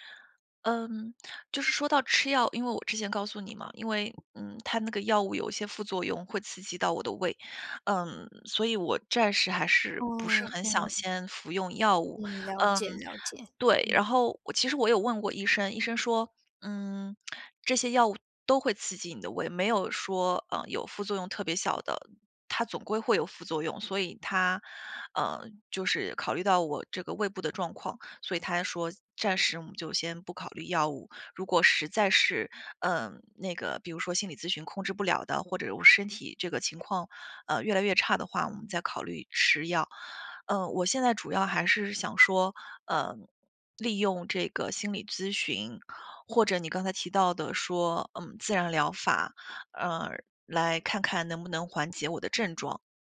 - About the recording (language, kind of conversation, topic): Chinese, advice, 如何快速缓解焦虑和恐慌？
- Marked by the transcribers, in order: none